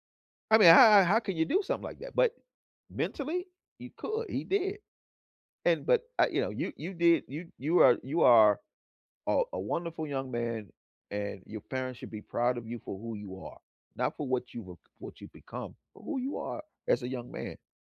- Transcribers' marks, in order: none
- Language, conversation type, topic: English, unstructured, When is it okay to cut ties with toxic family members?
- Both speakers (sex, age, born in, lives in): male, 20-24, United States, United States; male, 60-64, United States, United States